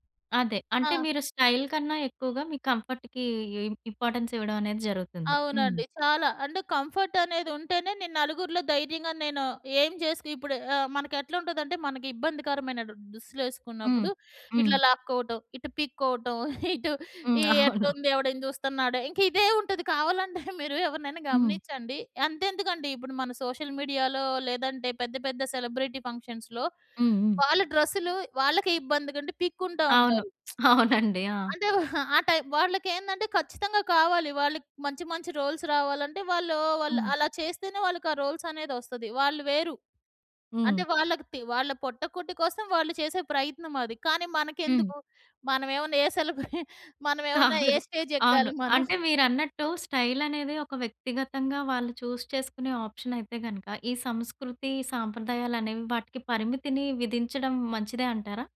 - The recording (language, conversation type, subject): Telugu, podcast, సంస్కృతి మీ స్టైల్‌పై ఎలా ప్రభావం చూపింది?
- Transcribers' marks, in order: in English: "స్టైల్"; in English: "కంఫర్ట్‌కి ఇ ఇంపార్టెన్స్"; in English: "అండ్ కంఫర్ట్"; chuckle; lip smack; laughing while speaking: "అవును"; chuckle; in English: "సోషల్ మీడియాలో"; in English: "సెలబ్రిటీ ఫంక్షన్స్‌లో"; laughing while speaking: "అవునండి"; lip smack; chuckle; in English: "టైమ్"; in English: "రోల్స్"; chuckle; laughing while speaking: "కాదు"; in English: "స్టేజ్"; chuckle; in English: "చూజ్"